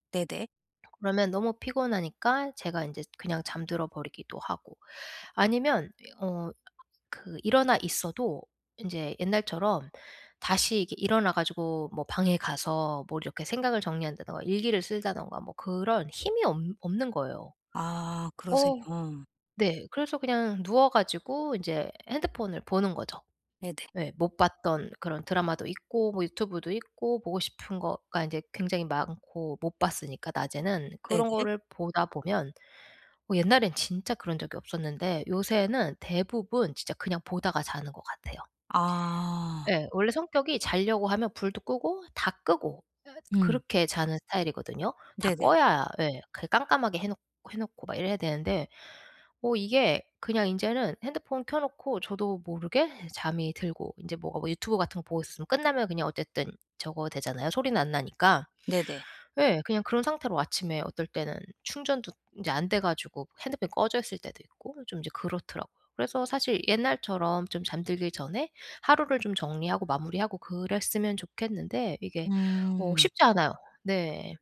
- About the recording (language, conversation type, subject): Korean, advice, 잠들기 전에 마음을 편안하게 정리하려면 어떻게 해야 하나요?
- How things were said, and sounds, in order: tapping; other background noise; laugh